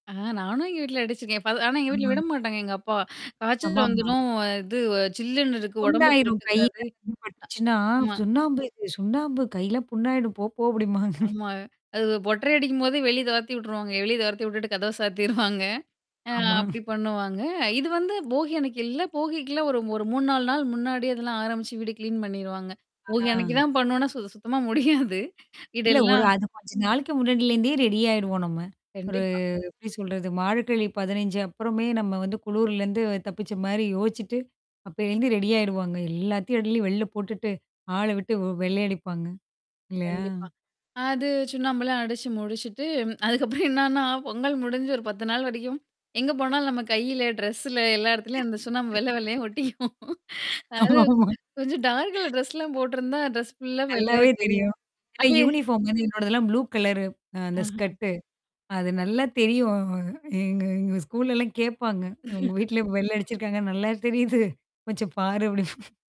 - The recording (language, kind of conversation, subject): Tamil, podcast, பொங்கல் நாள்களில் உங்கள் குடும்பத்தில் செய்யும் மிகவும் விசேஷமான வழக்கம் என்ன?
- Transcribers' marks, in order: static; mechanical hum; distorted speech; chuckle; "ஒட்டறை" said as "பொட்டறை"; chuckle; tapping; chuckle; in English: "கிளீன்"; laughing while speaking: "சுத்தமா முடியாது வீடெல்லாம்"; in English: "ரெடி"; drawn out: "ஒரு"; in English: "ரெடியிடுவாங்க"; other background noise; tsk; laughing while speaking: "அதுக்கப்புறம் என்னன்னா, பொங்கல் முடிஞ்சு ஒரு … ஃபுல்லா வெள்ளையா தெரியும்"; in English: "ட்ரெஸ்ல"; laugh; in English: "டார்க் கலர் ட்ரெஸ்லாம்"; other noise; in English: "ட்ரெஸ் ஃபுல்லா"; in English: "யூனிஃபார்ம்"; in English: "ஸ்கட்டு"; chuckle; laughing while speaking: "கொஞ்சம் பாரு அப்டி"